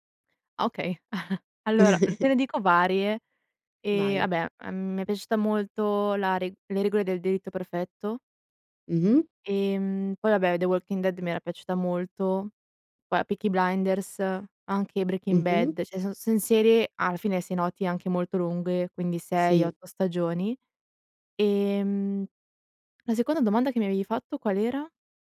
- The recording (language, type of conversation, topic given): Italian, podcast, Cosa pensi del fenomeno dello streaming e del binge‑watching?
- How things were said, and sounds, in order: chuckle; "cioè" said as "ceh"; tapping